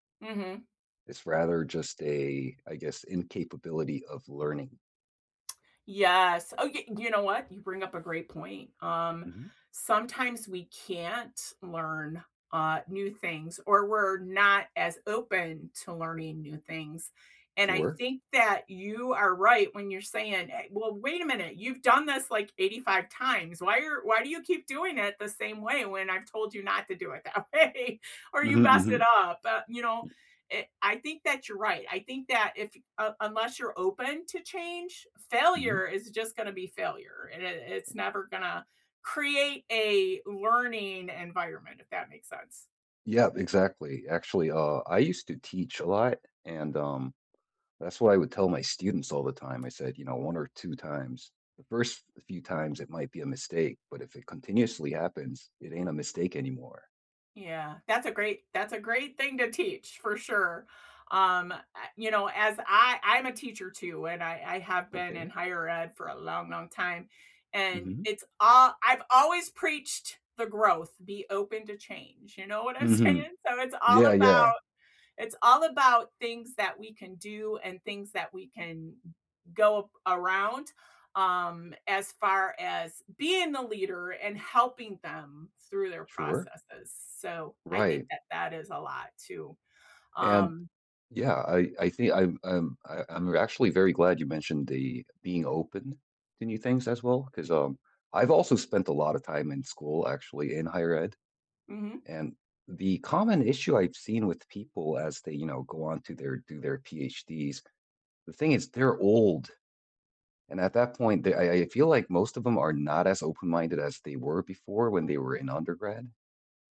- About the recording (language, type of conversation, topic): English, unstructured, What is one belief you hold that others might disagree with?
- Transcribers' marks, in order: tapping; laughing while speaking: "that way?"; other background noise; laughing while speaking: "saying?"